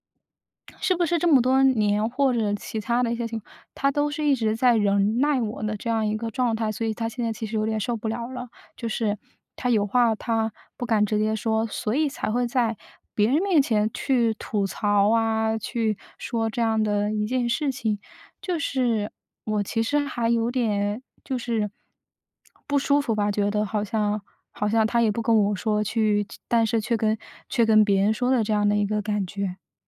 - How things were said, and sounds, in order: "忍耐" said as "仍耐"; other background noise; tongue click
- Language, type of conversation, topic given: Chinese, advice, 我发现好友在背后说我坏话时，该怎么应对？
- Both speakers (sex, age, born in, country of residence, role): female, 25-29, China, United States, advisor; female, 25-29, United States, United States, user